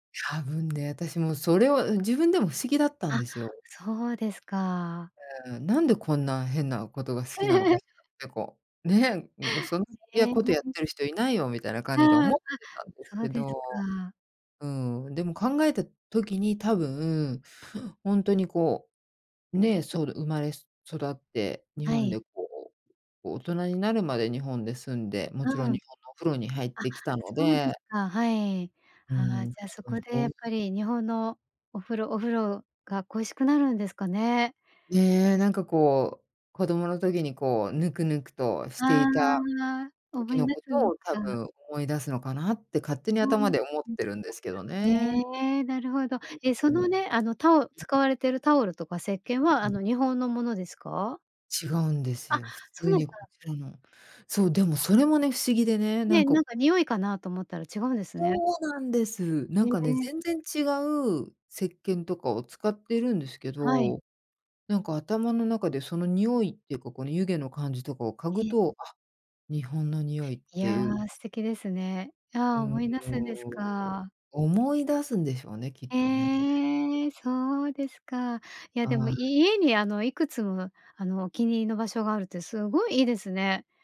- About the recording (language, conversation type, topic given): Japanese, podcast, 家の中で一番居心地のいい場所はどこですか？
- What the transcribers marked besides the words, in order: laugh; other noise